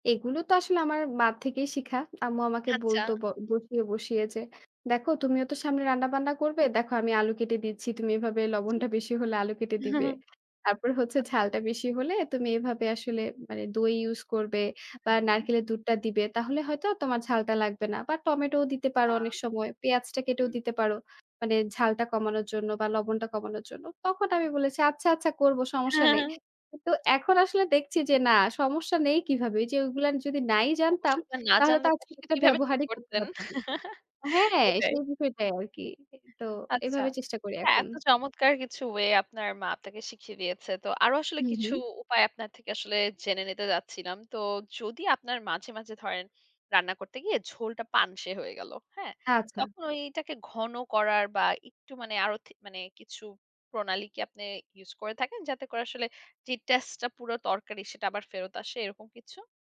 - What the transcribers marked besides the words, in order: chuckle; other background noise; chuckle; chuckle; in English: "way"
- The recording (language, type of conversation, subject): Bengali, podcast, রান্নায় ভুল হলে আপনি কীভাবে সেটা ঠিক করেন?